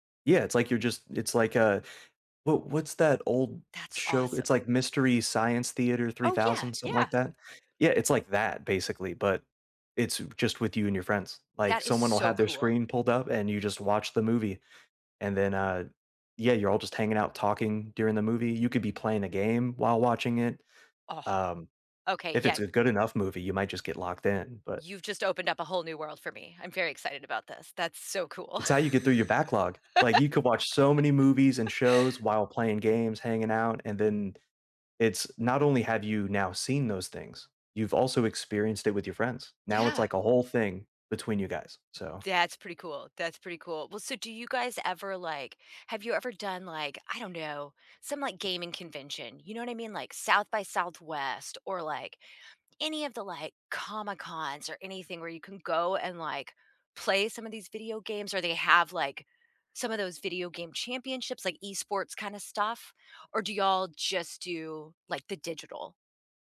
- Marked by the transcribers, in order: laugh
- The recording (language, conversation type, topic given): English, unstructured, How do your traditions adapt in the digital age while keeping connection and meaning alive?
- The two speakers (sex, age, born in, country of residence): female, 50-54, United States, United States; male, 30-34, United States, United States